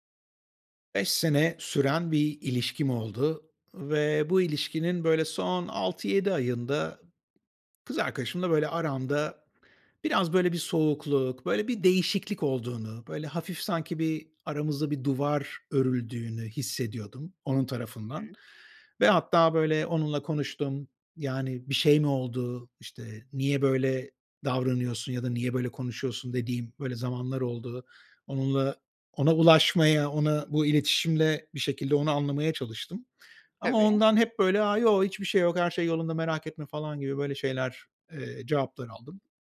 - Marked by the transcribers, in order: none
- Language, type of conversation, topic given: Turkish, advice, Uzun bir ilişkiden sonra yaşanan ani ayrılığı nasıl anlayıp kabullenebilirim?